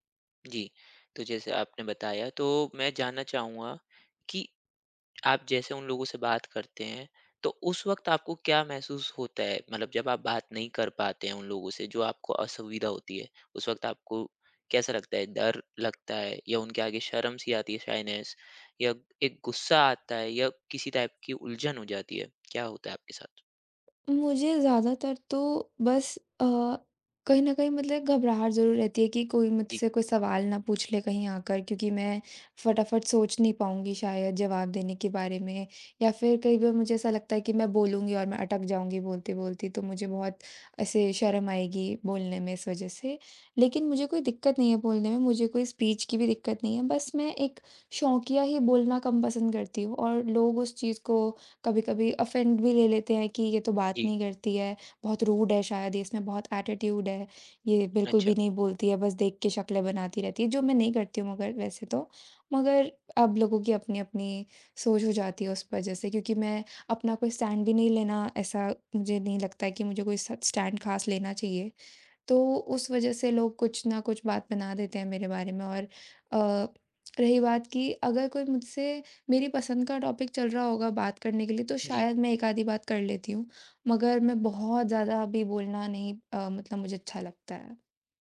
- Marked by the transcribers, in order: in English: "शायनेस"; in English: "टाइप"; in English: "स्पीच"; in English: "ऑफेंड"; in English: "रूड"; in English: "एटीट्यूड"; in English: "स्टैंड"; in English: "स स्टैंड"; in English: "टॉपिक"
- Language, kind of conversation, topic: Hindi, advice, बातचीत में असहज होने पर मैं हर बार चुप क्यों हो जाता हूँ?